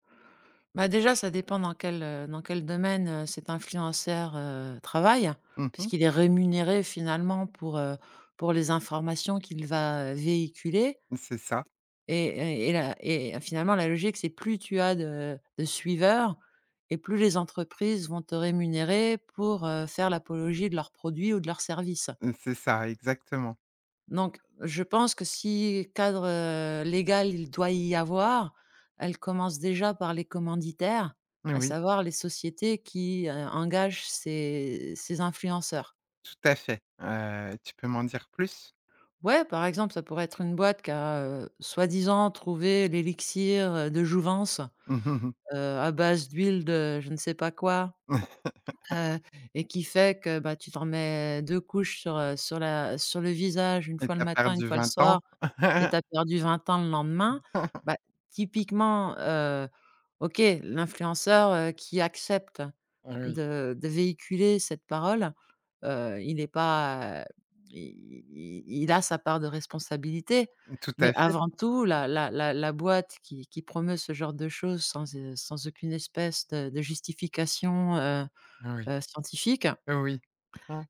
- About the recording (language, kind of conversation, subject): French, podcast, Comment juges-tu la responsabilité d’un influenceur face à ses fans ?
- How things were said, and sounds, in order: stressed: "travaille"; laugh; laugh; laugh; other background noise